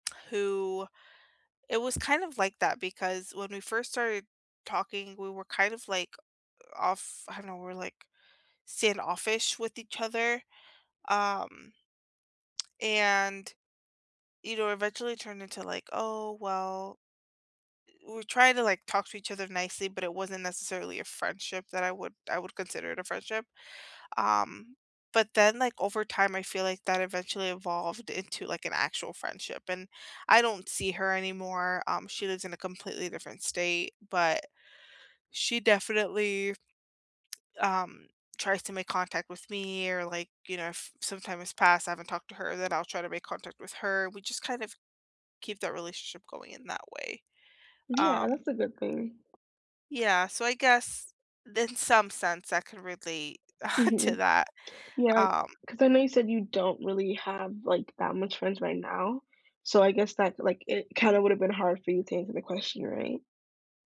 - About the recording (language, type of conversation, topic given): English, unstructured, Which on-screen friendships do you wish were real, and what do they reveal about you?
- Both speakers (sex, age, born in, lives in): female, 20-24, United States, United States; female, 25-29, United States, United States
- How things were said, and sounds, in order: other background noise; tapping; chuckle